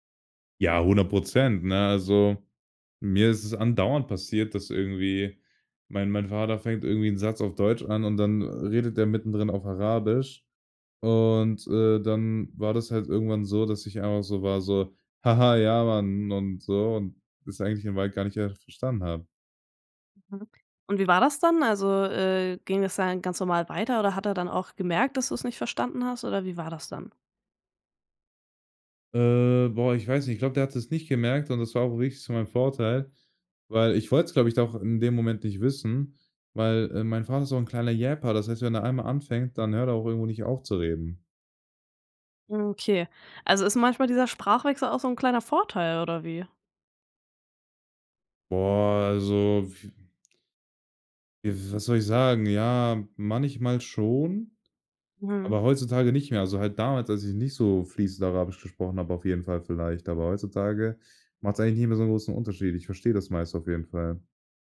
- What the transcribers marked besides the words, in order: unintelligible speech; unintelligible speech; in English: "Yapper"
- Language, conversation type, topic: German, podcast, Wie gehst du mit dem Sprachwechsel in deiner Familie um?